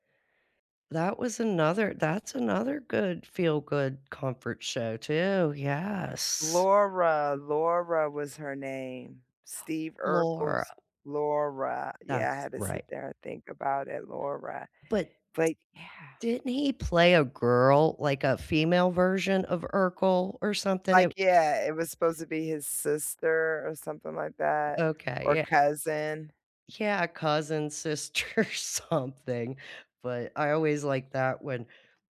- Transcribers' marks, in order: drawn out: "yes"; other background noise; laughing while speaking: "sister"
- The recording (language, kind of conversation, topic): English, unstructured, Which cozy, feel-good TV shows do you rewatch on rainy weekends, and why do they comfort you?
- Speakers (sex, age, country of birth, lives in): female, 45-49, United States, United States; female, 50-54, United States, United States